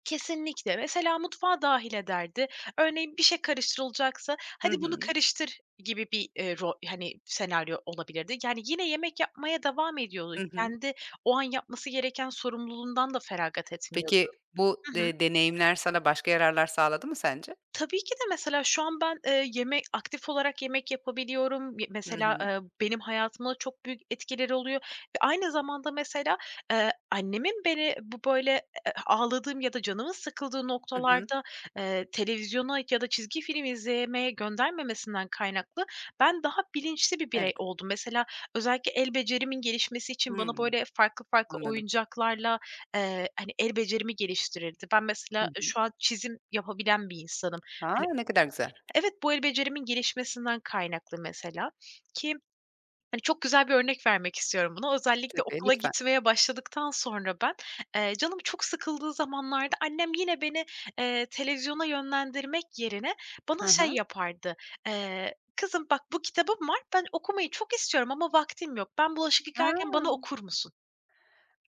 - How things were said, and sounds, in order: other background noise; tapping
- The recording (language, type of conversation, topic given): Turkish, podcast, Çocukların sosyal medya kullanımını ailece nasıl yönetmeliyiz?